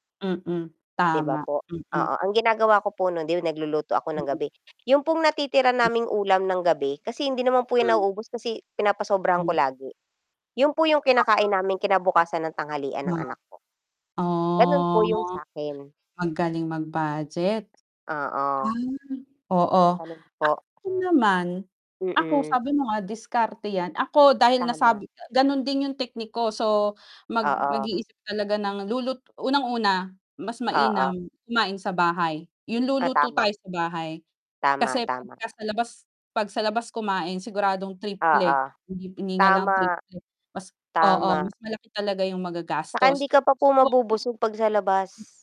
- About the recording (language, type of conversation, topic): Filipino, unstructured, Paano mo binabadyet ang iyong buwanang gastusin?
- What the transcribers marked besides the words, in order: static; distorted speech; other background noise; drawn out: "Oh"; tapping